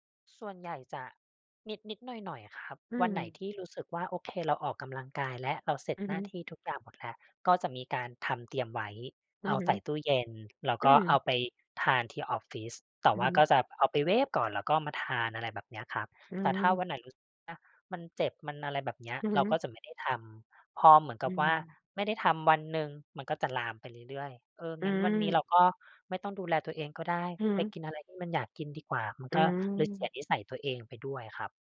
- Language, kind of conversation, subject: Thai, advice, จะปรับกิจวัตรสุขภาพของตัวเองอย่างไรได้บ้าง หากอยากเริ่มแต่ยังขาดวินัย?
- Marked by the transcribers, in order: tapping